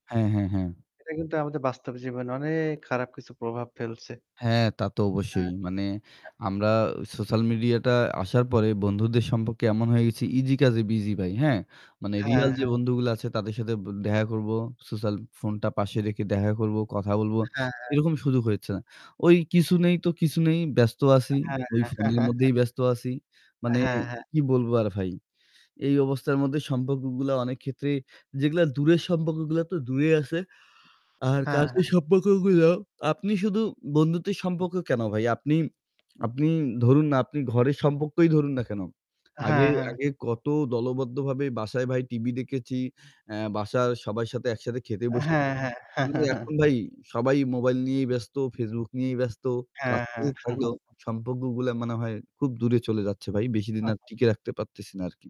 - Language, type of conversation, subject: Bengali, unstructured, সোশ্যাল মিডিয়া আমাদের সম্পর্ককে কীভাবে প্রভাবিত করে?
- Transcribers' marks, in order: static; laughing while speaking: "হ্যাঁ, হ্যাঁ"; yawn; tapping; distorted speech; chuckle; chuckle; other noise